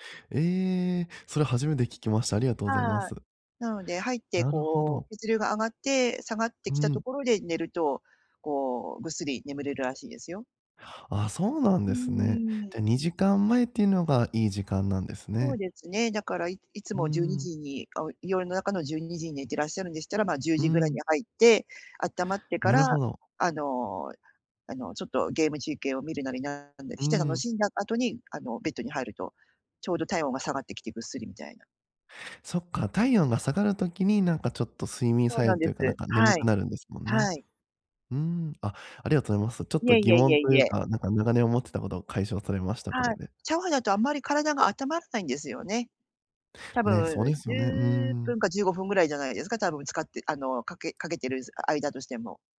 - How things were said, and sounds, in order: none
- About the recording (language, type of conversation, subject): Japanese, advice, 寝る前に毎晩同じルーティンを続けるにはどうすればよいですか？